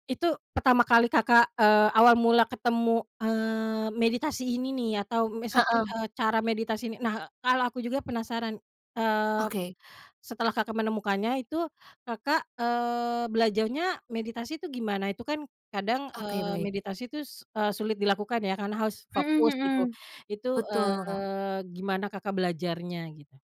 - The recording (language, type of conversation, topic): Indonesian, podcast, Ritual sederhana apa yang selalu membuat harimu lebih tenang?
- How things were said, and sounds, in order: "tuh" said as "tus"